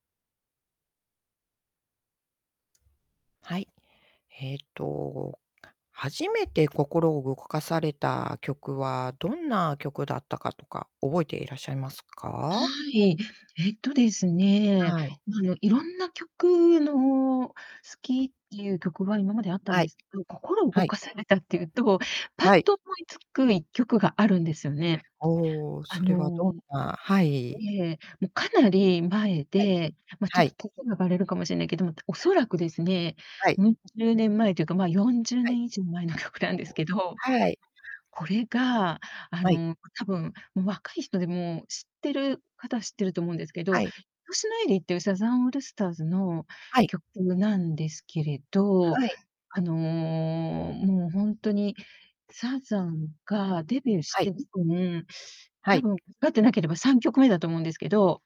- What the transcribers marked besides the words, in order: other background noise; tapping; distorted speech; unintelligible speech; laughing while speaking: "曲なんですけど"; unintelligible speech
- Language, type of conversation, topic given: Japanese, podcast, 初めて心を動かされた曲は何でしたか？